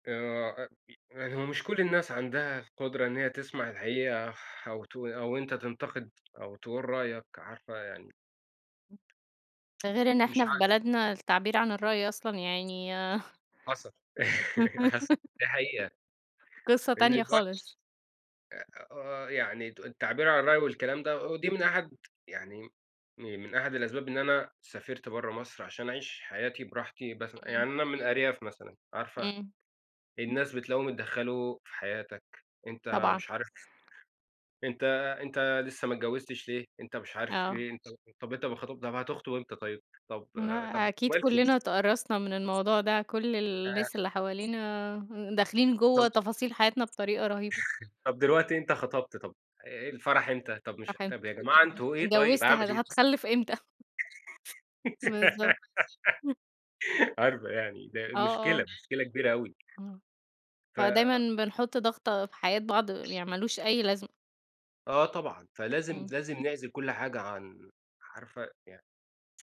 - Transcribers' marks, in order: sigh; other noise; tapping; tsk; other background noise; chuckle; laughing while speaking: "حصل"; giggle; background speech; chuckle; unintelligible speech; laughing while speaking: "إمتى؟"; giggle; chuckle; tsk
- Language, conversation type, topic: Arabic, unstructured, هل بتحس إن التعبير عن نفسك ممكن يعرضك للخطر؟
- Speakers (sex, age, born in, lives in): female, 30-34, Egypt, Romania; male, 30-34, Egypt, Portugal